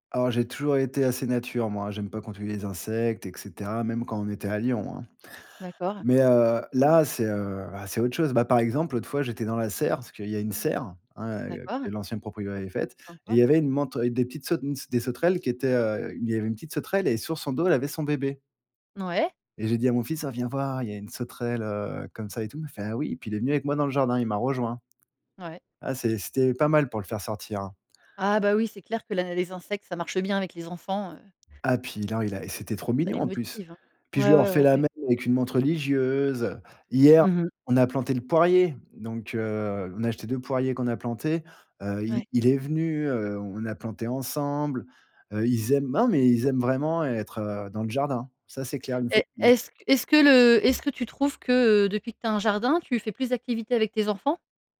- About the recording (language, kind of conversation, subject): French, podcast, Qu'est-ce que la nature t'apporte au quotidien?
- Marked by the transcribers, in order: other background noise; tapping